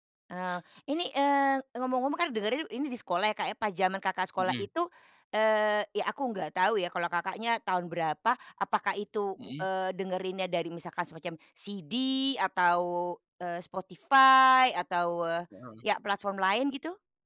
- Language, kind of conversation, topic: Indonesian, podcast, Lagu apa yang menurutmu paling menggambarkan perjalanan hidupmu?
- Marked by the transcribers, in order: other background noise; in English: "CD"